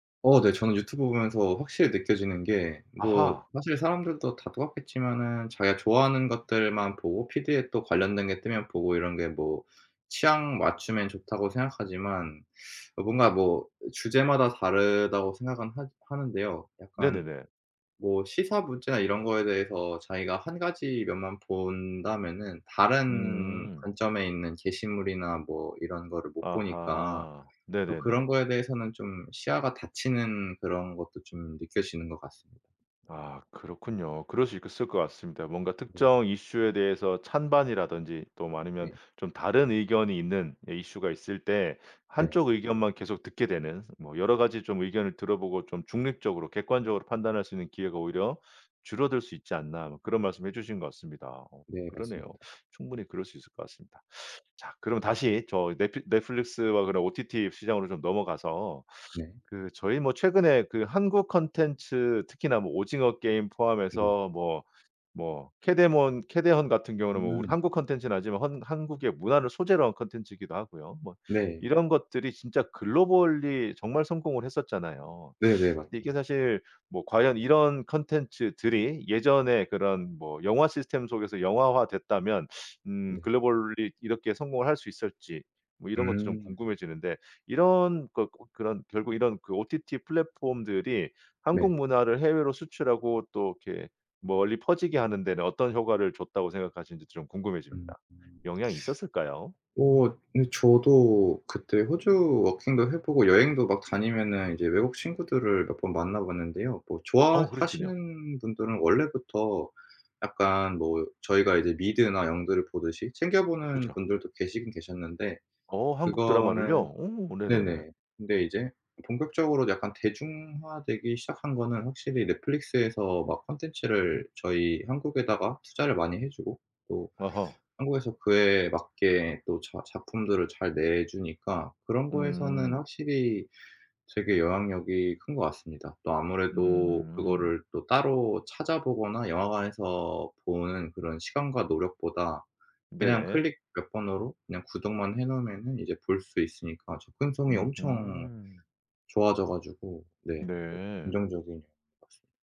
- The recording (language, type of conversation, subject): Korean, podcast, 넷플릭스 같은 플랫폼이 콘텐츠 소비를 어떻게 바꿨나요?
- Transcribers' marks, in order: in English: "피드에"; teeth sucking; "있을" said as "있그슬"; put-on voice: "넷플릭스와"; in English: "글로벌리"; in English: "글로벌리"; teeth sucking; in English: "워킹도"; other background noise